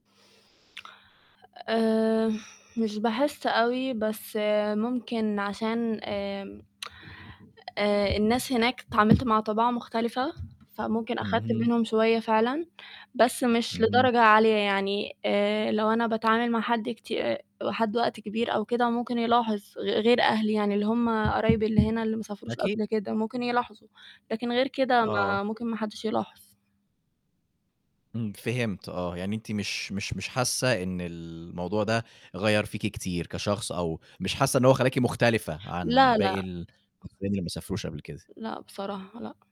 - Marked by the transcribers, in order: static; tsk; tapping; other background noise; unintelligible speech
- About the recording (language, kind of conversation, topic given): Arabic, unstructured, إيه هي ذكريات السفر اللي مستحيل تنساها أبدًا؟